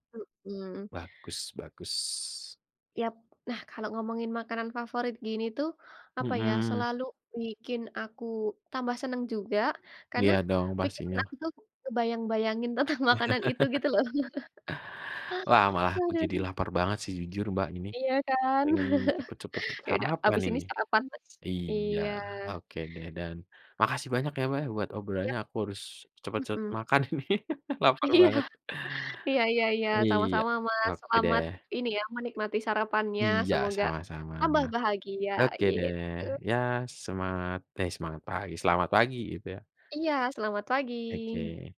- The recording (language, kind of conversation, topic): Indonesian, unstructured, Apa makanan favorit yang selalu membuatmu bahagia?
- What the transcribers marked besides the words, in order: laugh; laughing while speaking: "tentang"; laugh; chuckle; laughing while speaking: "Iya"; laughing while speaking: "ini"; laugh; stressed: "tambah"